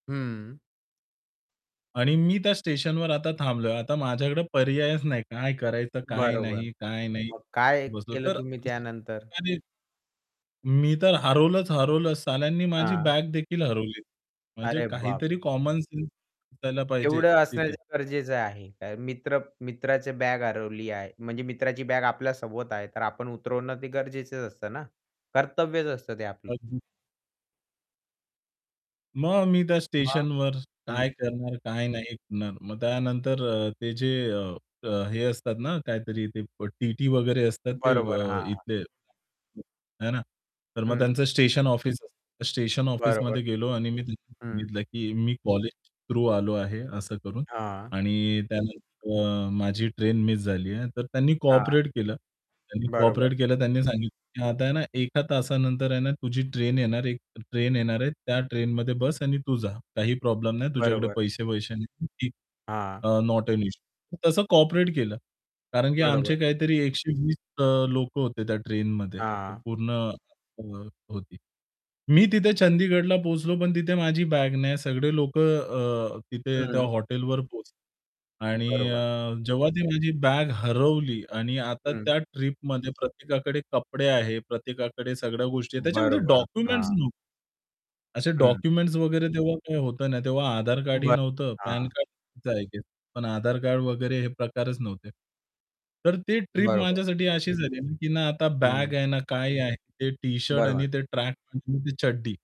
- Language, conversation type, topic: Marathi, podcast, सामान हरवल्यावर तुम्हाला काय अनुभव आला?
- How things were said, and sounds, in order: static; distorted speech; other background noise; in English: "थ्रू"; in English: "नॉट ॲन इश्यू"; mechanical hum